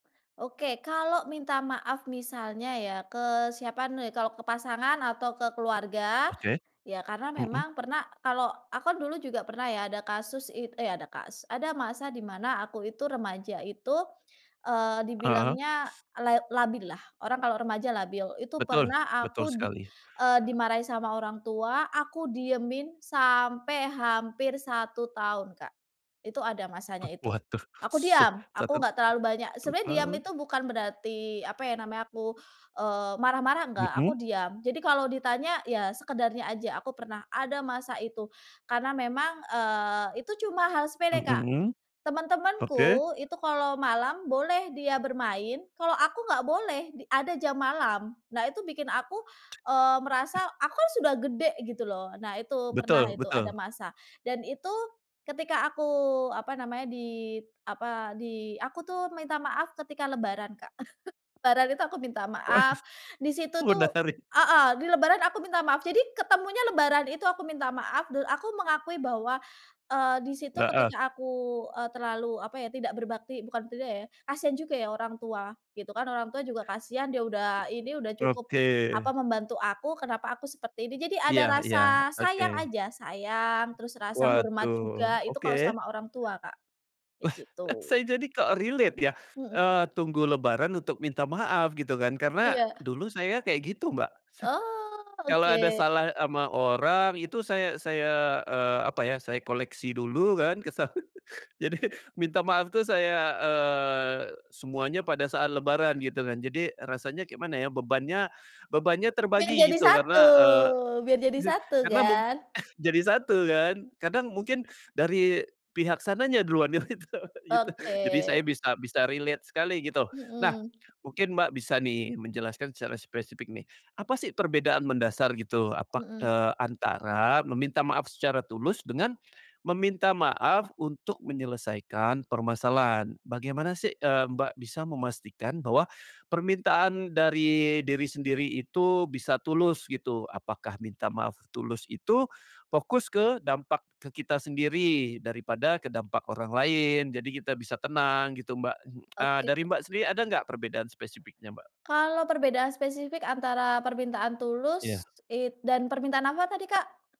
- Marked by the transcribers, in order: other background noise; chuckle; tapping; unintelligible speech; chuckle; in English: "relate"; chuckle; laughing while speaking: "kesalahan, jadi"; laughing while speaking: "yang itu gitu"; in English: "relate"
- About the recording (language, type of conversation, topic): Indonesian, podcast, Bagaimana cara mengatasi rasa malu atau gengsi saat harus meminta maaf?